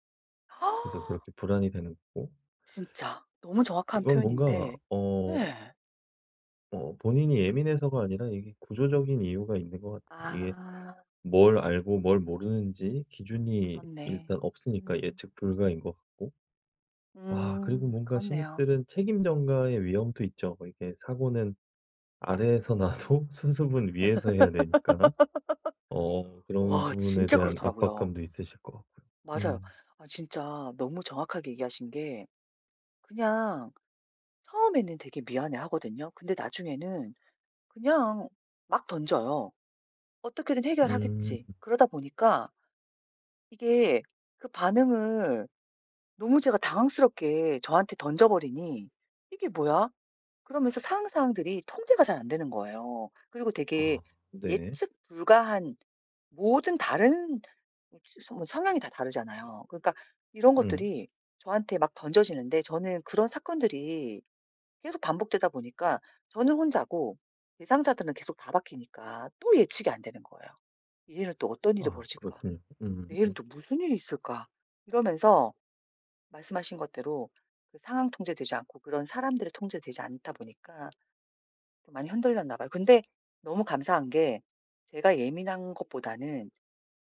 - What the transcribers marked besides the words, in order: gasp; teeth sucking; other noise; tapping; laughing while speaking: "나도"; laugh
- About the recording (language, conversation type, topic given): Korean, advice, 통제할 수 없는 사건들 때문에 생기는 불안은 어떻게 다뤄야 할까요?